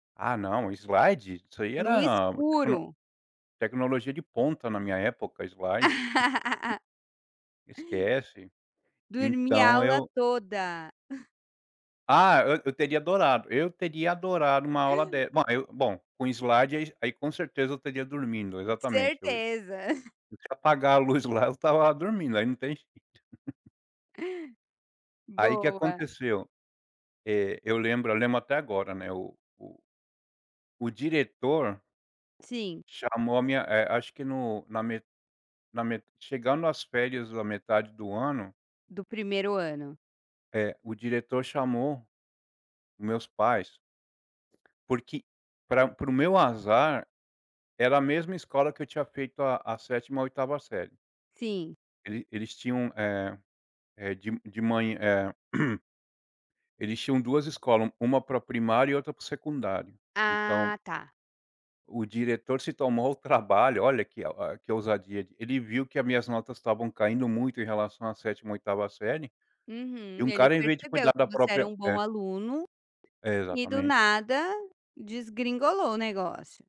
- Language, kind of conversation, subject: Portuguese, podcast, Qual hábito de estudo mudou sua vida na escola?
- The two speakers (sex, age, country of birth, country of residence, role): female, 35-39, Brazil, Portugal, host; male, 40-44, United States, United States, guest
- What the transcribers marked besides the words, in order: laugh; other noise; chuckle; chuckle; laughing while speaking: "jeito"; throat clearing; tapping